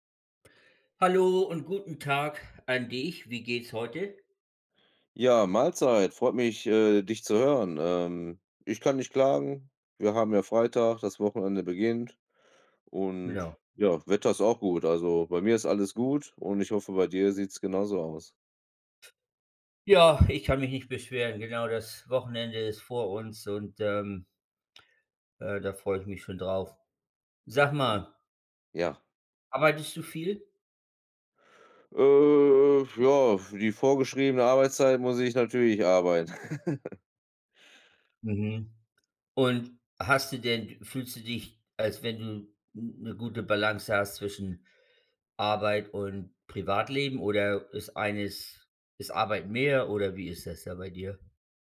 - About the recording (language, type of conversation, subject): German, unstructured, Wie findest du eine gute Balance zwischen Arbeit und Privatleben?
- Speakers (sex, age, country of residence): male, 35-39, Germany; male, 55-59, United States
- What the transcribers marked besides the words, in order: unintelligible speech; chuckle